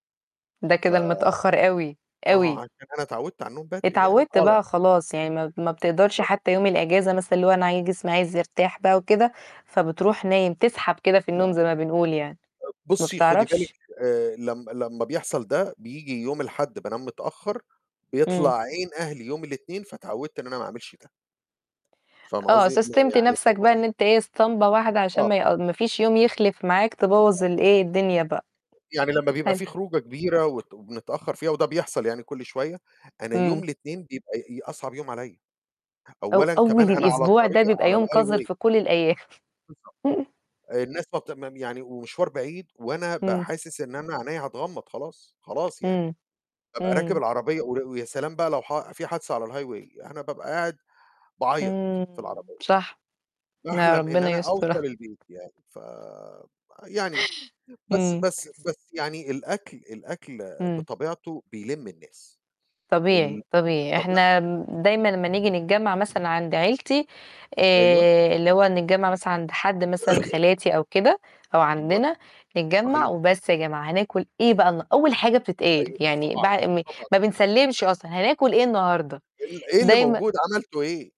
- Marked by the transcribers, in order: tapping; distorted speech; unintelligible speech; unintelligible speech; unintelligible speech; in English: "سَسَتِمت"; in Italian: "Stampa"; unintelligible speech; in English: "الhighway"; laughing while speaking: "الأيام"; in English: "الhighway"; "صح" said as "شَح"; other background noise; unintelligible speech; cough
- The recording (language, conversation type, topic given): Arabic, unstructured, إيه دور الأكل في لَمّة العيلة؟